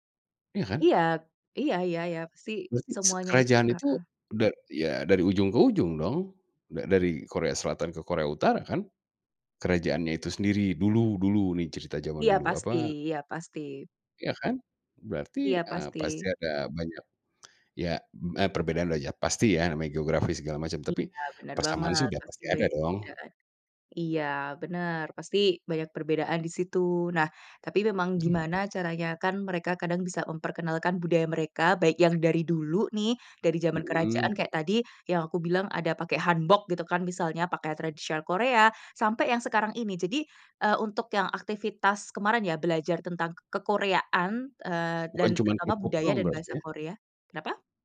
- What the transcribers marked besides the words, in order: other background noise; tapping
- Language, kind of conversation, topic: Indonesian, podcast, Apa pengalaman belajar yang paling berkesan dalam hidupmu?